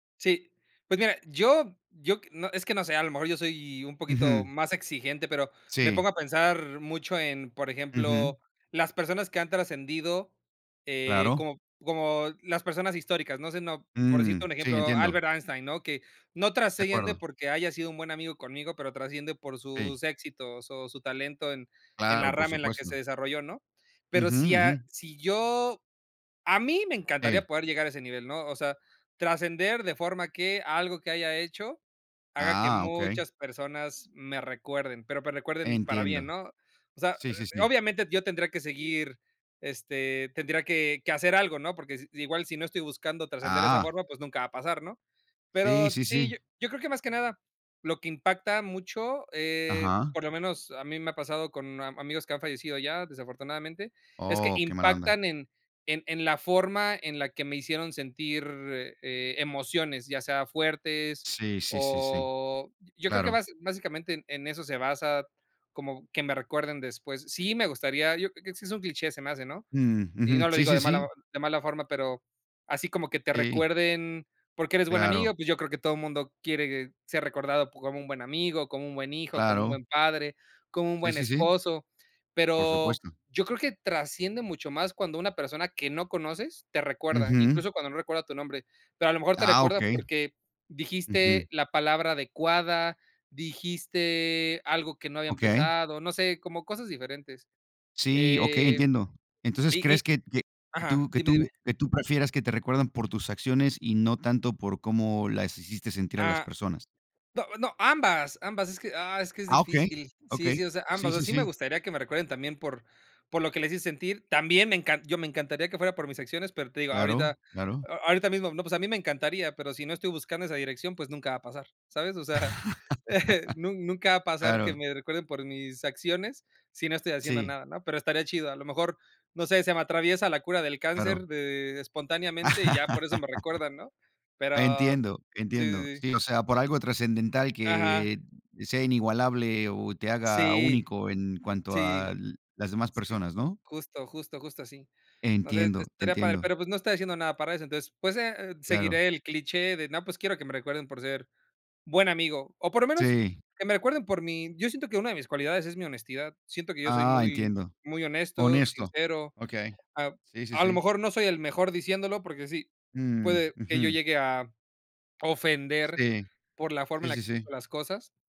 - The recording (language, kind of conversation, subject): Spanish, unstructured, ¿Cómo te gustaría que te recordaran después de morir?
- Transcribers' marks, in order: "me" said as "pe"; laugh; laughing while speaking: "sea"; chuckle; laugh